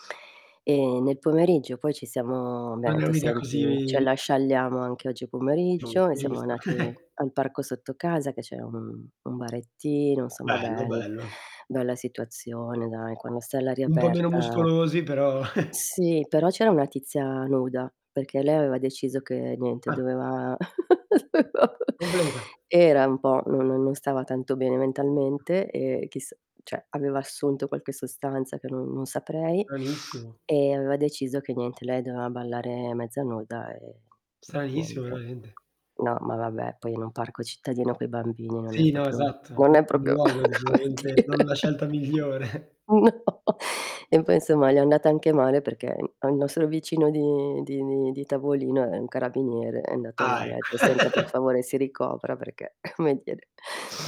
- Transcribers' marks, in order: distorted speech; chuckle; "andati" said as "anati"; other background noise; static; chuckle; "perché" said as "peché"; laugh; unintelligible speech; "cioè" said as "ceh"; other noise; tapping; "Stranissimo" said as "tranissimo"; "proprio" said as "propio"; "proprio" said as "propio"; laugh; laughing while speaking: "come dire no"; laugh; laughing while speaking: "migliore"; laugh; laughing while speaking: "come dire"
- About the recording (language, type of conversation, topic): Italian, unstructured, Cosa ti rende più felice durante il weekend?
- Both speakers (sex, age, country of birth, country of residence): female, 50-54, Italy, Italy; male, 18-19, Italy, Italy